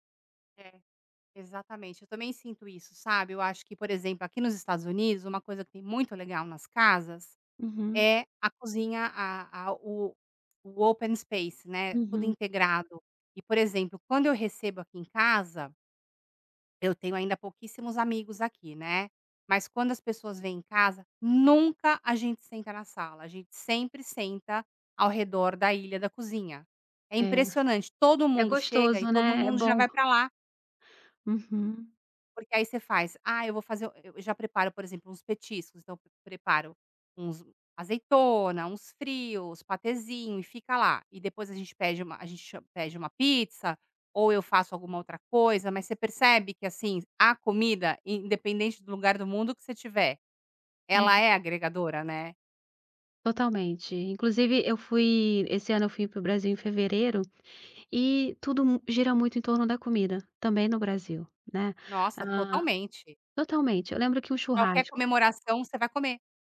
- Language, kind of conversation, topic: Portuguese, podcast, Como a comida influencia a sensação de pertencimento?
- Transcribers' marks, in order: in English: "open space"; stressed: "nunca"; tapping